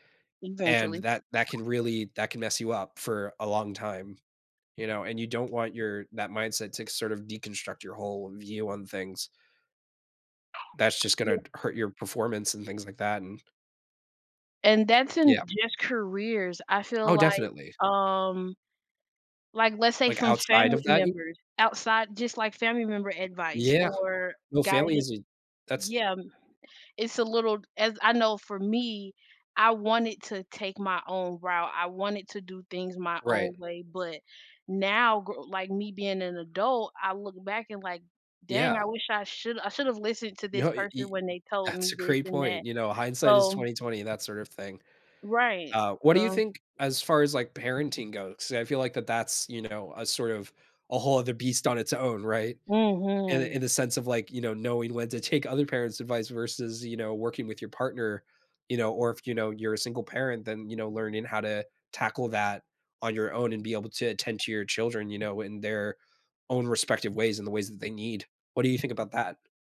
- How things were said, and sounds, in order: other background noise
- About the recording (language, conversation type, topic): English, unstructured, How do mentorship and self-directed learning each shape your career growth?
- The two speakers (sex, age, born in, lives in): female, 20-24, United States, United States; male, 20-24, United States, United States